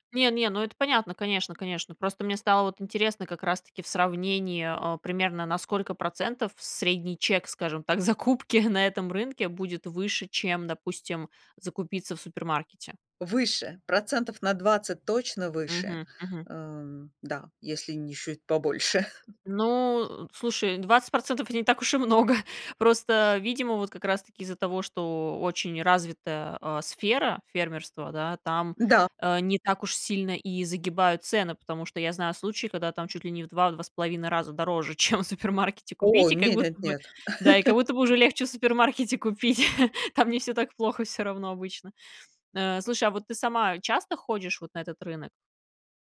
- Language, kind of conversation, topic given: Russian, podcast, Пользуетесь ли вы фермерскими рынками и что вы в них цените?
- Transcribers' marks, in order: laughing while speaking: "закупки"; chuckle; other background noise; laughing while speaking: "не так уж и много"; laughing while speaking: "чем в супермаркете купить. И … в супермаркете купить"; chuckle; tapping